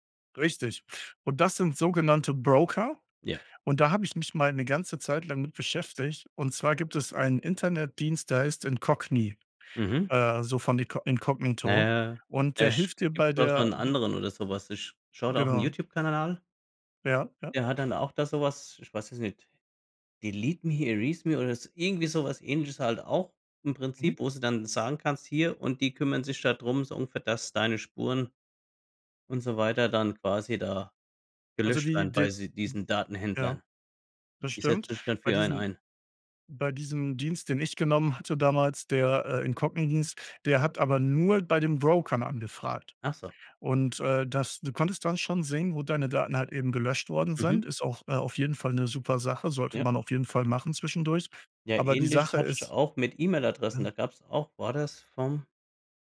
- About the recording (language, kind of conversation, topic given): German, unstructured, Wie wichtig ist dir Datenschutz im Internet?
- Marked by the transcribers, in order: in English: "Delete me, Erase me"